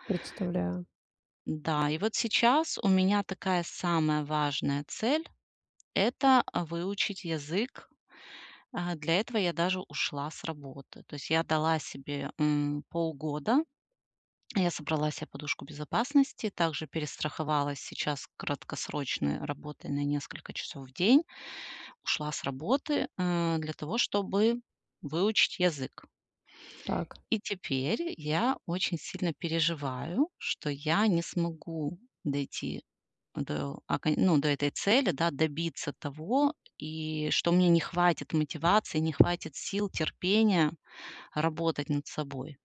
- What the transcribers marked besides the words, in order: tapping
- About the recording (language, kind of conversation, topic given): Russian, advice, Как поддерживать мотивацию в условиях неопределённости, когда планы часто меняются и будущее неизвестно?